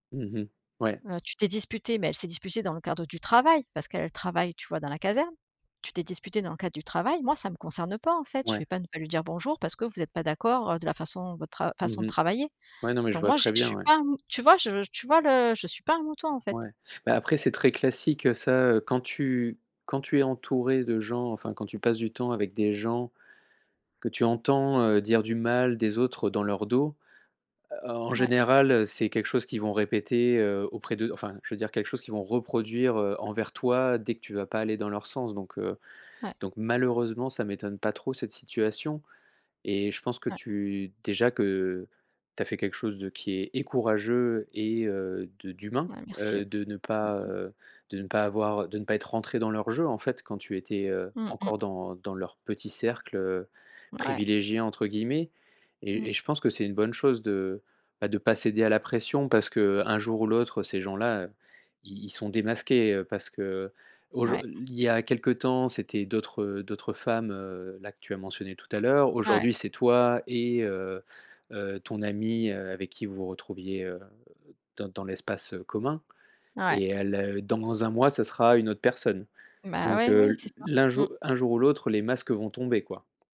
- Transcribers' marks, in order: stressed: "travail"; tapping
- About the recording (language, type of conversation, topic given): French, advice, Comment te sens-tu quand tu te sens exclu(e) lors d’événements sociaux entre amis ?